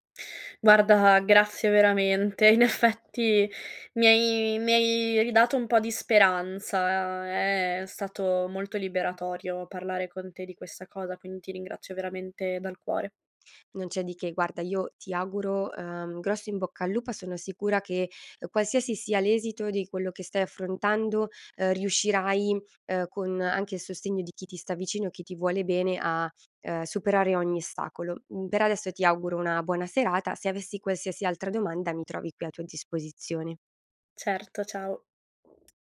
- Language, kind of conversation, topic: Italian, advice, Come posso gestire una diagnosi medica incerta mentre aspetto ulteriori esami?
- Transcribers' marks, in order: "ostacolo" said as "stacolo"; other background noise